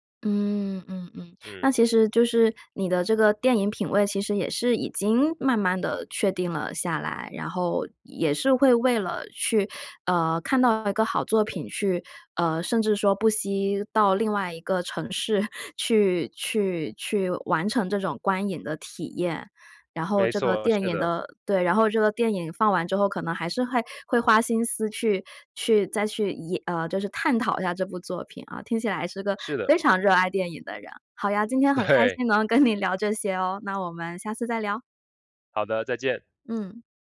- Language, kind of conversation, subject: Chinese, podcast, 电影的结局真的那么重要吗？
- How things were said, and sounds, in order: laughing while speaking: "城市"; laughing while speaking: "跟你"; laughing while speaking: "对"